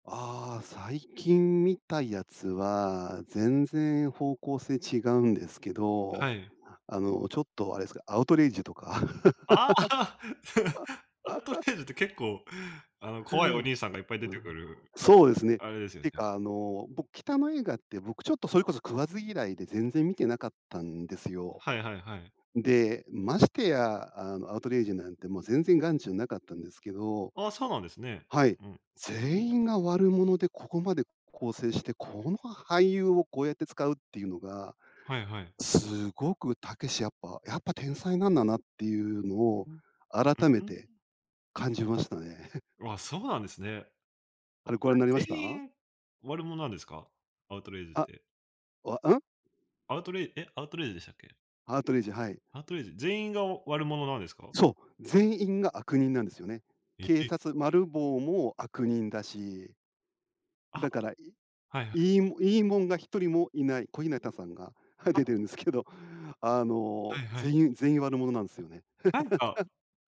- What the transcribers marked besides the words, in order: laugh; chuckle; unintelligible speech; laughing while speaking: "出てるんですけど"; chuckle
- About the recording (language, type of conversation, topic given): Japanese, podcast, 最近ハマっている映画はありますか？